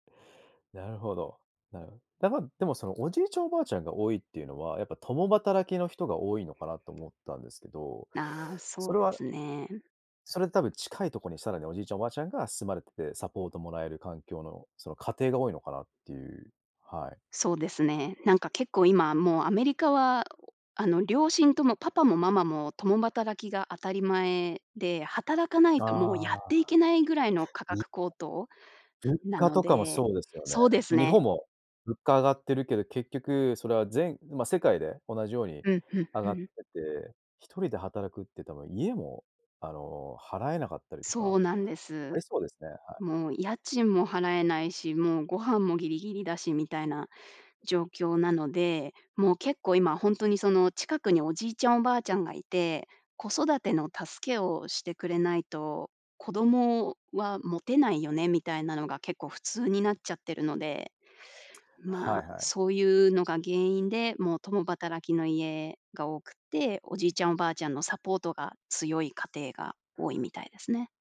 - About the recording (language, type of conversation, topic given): Japanese, podcast, 孤立を感じた経験はありますか？
- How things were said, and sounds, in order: none